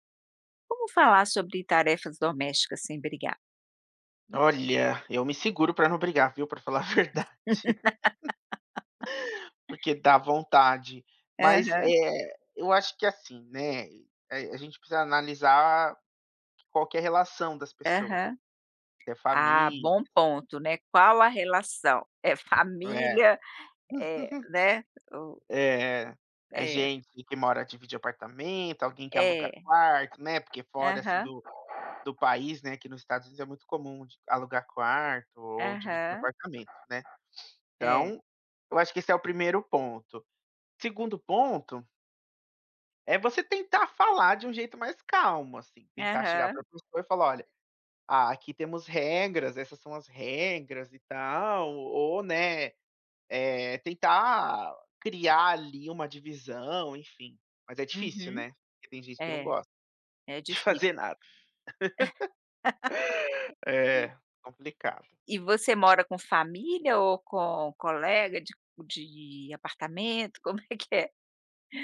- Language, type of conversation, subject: Portuguese, podcast, Como falar sobre tarefas domésticas sem brigar?
- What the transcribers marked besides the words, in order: laugh; laughing while speaking: "falar a verdade"; chuckle; tapping; chuckle; other background noise; laughing while speaking: "de fazer nada"; laugh; laughing while speaking: "como é que é?"